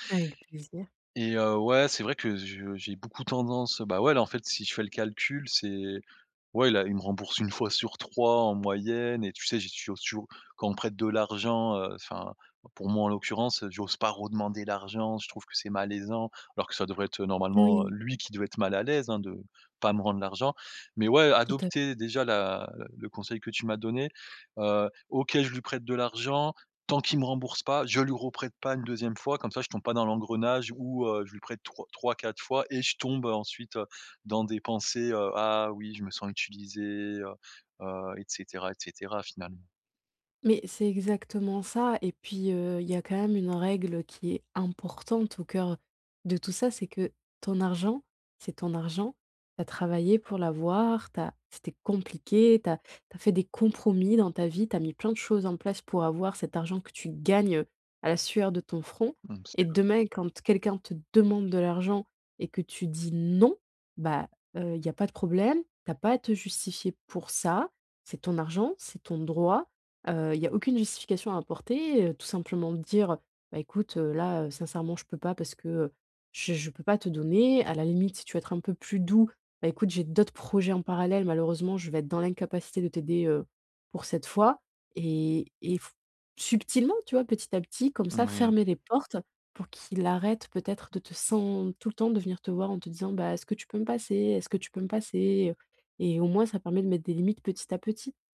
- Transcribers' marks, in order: stressed: "Non"
- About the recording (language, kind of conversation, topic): French, advice, Comment puis-je poser des limites personnelles saines avec un ami qui m'épuise souvent ?